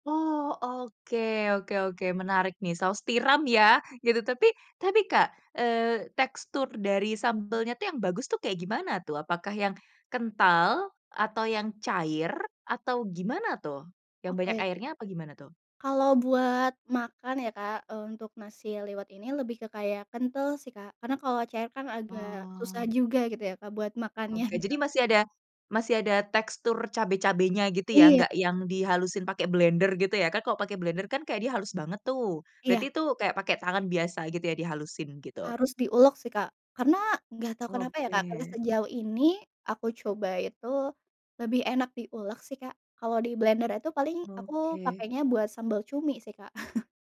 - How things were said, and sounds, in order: chuckle
- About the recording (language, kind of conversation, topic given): Indonesian, podcast, Bagaimana cara kamu memasak makanan favorit keluarga?
- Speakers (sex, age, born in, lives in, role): female, 25-29, Indonesia, Indonesia, guest; female, 25-29, Indonesia, Indonesia, host